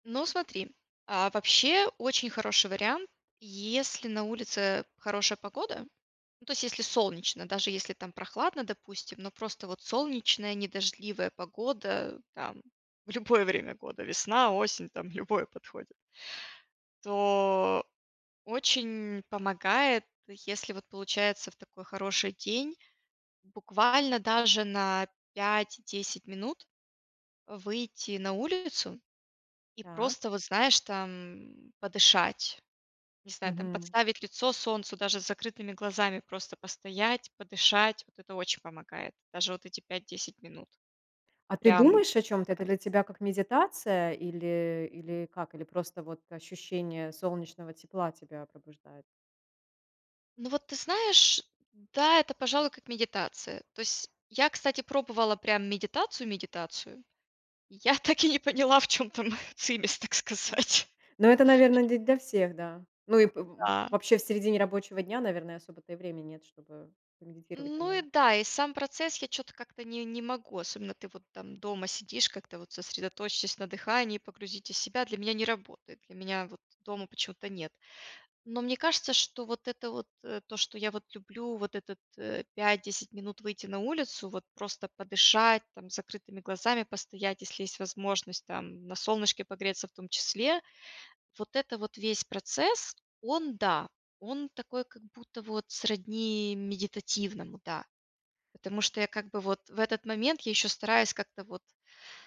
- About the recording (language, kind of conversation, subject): Russian, podcast, Как вы справляетесь с усталостью в середине дня?
- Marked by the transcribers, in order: other background noise; laughing while speaking: "любое"; laughing while speaking: "любое"; tapping; unintelligible speech; laughing while speaking: "Я так и не поняла, в чем там цимес, так сказать"; other noise